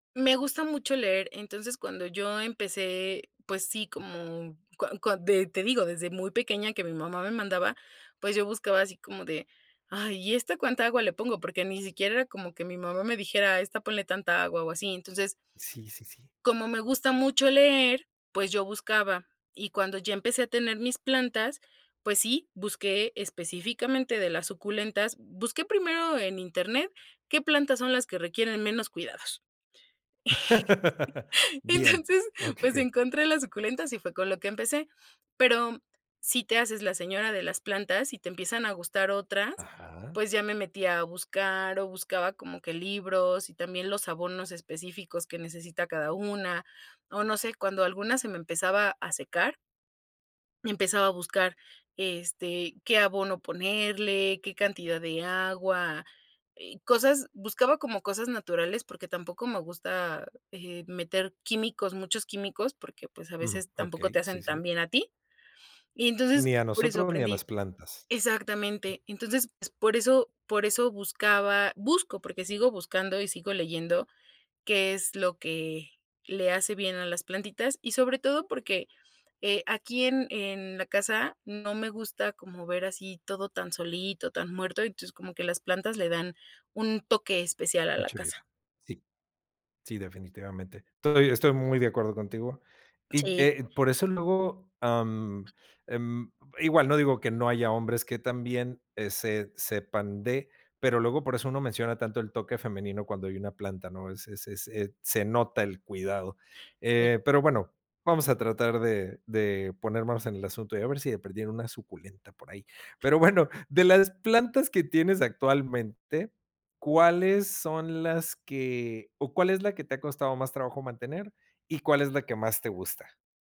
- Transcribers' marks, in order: laugh; chuckle; other background noise
- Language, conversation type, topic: Spanish, podcast, ¿Qué descubriste al empezar a cuidar plantas?